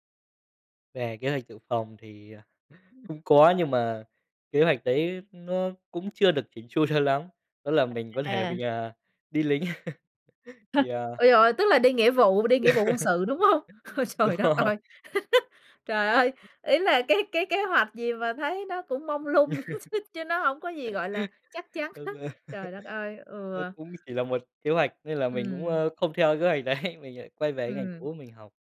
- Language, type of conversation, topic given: Vietnamese, podcast, Bạn làm gì khi sợ đưa ra quyết định sai?
- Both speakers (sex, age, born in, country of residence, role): female, 35-39, Vietnam, Germany, host; male, 25-29, Vietnam, Vietnam, guest
- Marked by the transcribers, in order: chuckle; other background noise; laughing while speaking: "chu cho lắm"; scoff; laughing while speaking: "thể"; laugh; laughing while speaking: "Đúng rồi"; laughing while speaking: "hông? Ôi, trời đất ơi! … cái kế hoạch"; laugh; laugh; laughing while speaking: "Đúng rồi!"; laugh; tapping; laughing while speaking: "hết!"; laughing while speaking: "đấy"